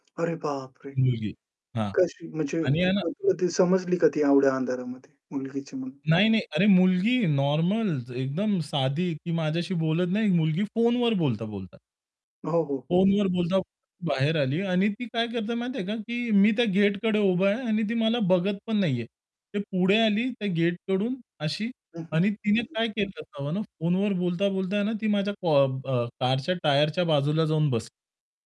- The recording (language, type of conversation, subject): Marathi, podcast, एकट्या प्रवासात वाट हरवल्यावर तुम्ही काय केलं?
- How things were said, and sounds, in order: static; tapping; distorted speech; other background noise